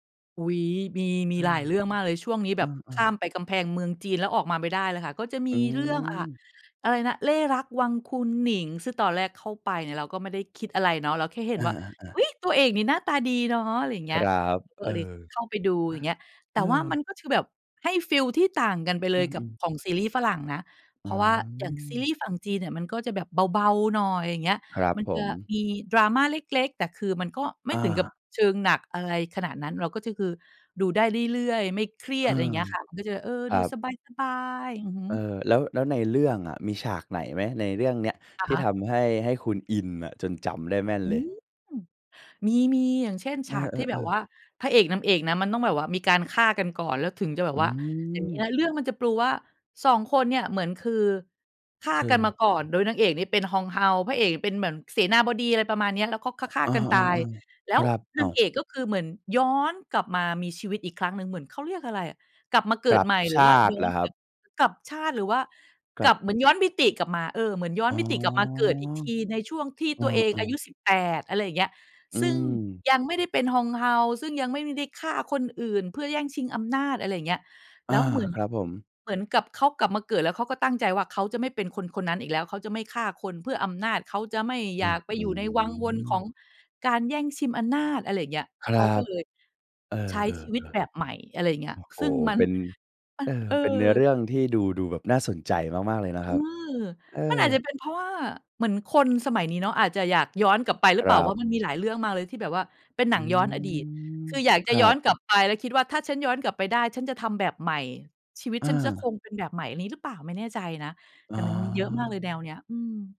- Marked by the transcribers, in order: stressed: "ย้อน"; stressed: "ชาติ"; tapping; "อํำนาจ" said as "อันนาจ"
- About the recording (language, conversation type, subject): Thai, podcast, ซีรีส์เรื่องไหนทำให้คุณติดงอมแงมจนวางไม่ลง?